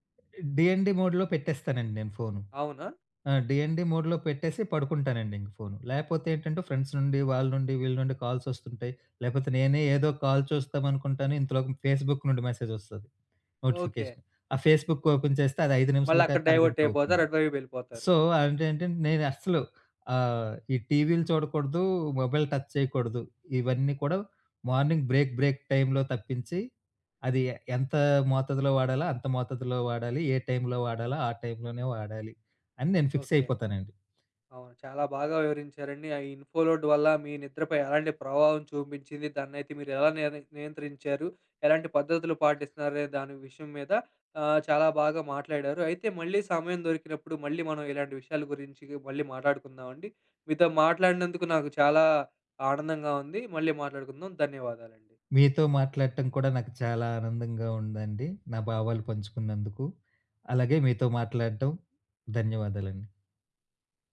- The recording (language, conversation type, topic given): Telugu, podcast, సమాచార భారం వల్ల నిద్ర దెబ్బతింటే మీరు దాన్ని ఎలా నియంత్రిస్తారు?
- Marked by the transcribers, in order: other background noise; in English: "డిఎన్‌డి మోడ్‌లో"; in English: "డిఎన్‌డి మోడ్‌లో"; in English: "ఫ్రెండ్స్"; in English: "కాల్"; in English: "ఫేస్‌బుక్"; in English: "నోటిఫికేషన్"; in English: "ఫేస్‌బుక్ ఓపెన్"; in English: "సో"; in English: "మొబైల్ టచ్"; in English: "మార్నింగ్ బ్రేక్ బ్రేక్ టైమ్‌లో"; in English: "ఫిక్స్"; in English: "ఇన్‌ఫో‌లోడ్"